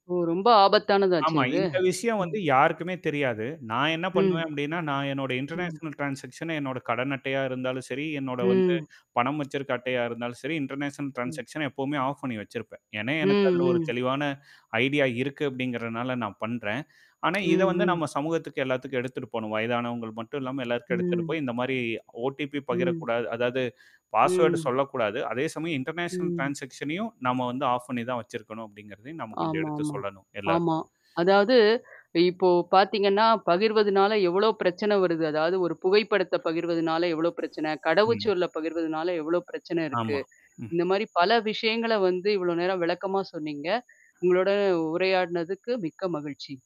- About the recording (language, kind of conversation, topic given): Tamil, podcast, பகிர்வு செய்யும்போது எதிர்கொள்ளப்படும் முக்கிய சவால்கள் என்ன?
- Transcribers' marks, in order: in English: "இன்டர்நேஷனல் ட்ரான்ஸாக்ஸன்"; distorted speech; in English: "இன்டர்நேஷனல் ட்ரான்ஸாக்ஸன"; in English: "ஆஃப்"; in English: "ஐடியா"; in English: "பாஸ்வேர்ட்"; in English: "இன்டர்நேஷனல் ட்ரான்ஸாக்ஸனையும்"; in English: "ஆஃப்"; static; other noise